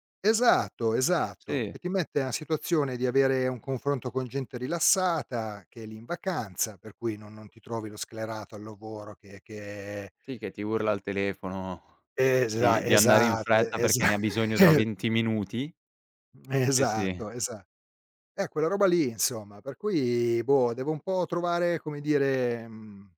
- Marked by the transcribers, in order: laughing while speaking: "esa"; chuckle; tapping
- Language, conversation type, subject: Italian, advice, Perché stai pensando di cambiare carriera a metà della tua vita?
- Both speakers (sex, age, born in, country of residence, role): male, 18-19, Italy, Italy, advisor; male, 50-54, Italy, Italy, user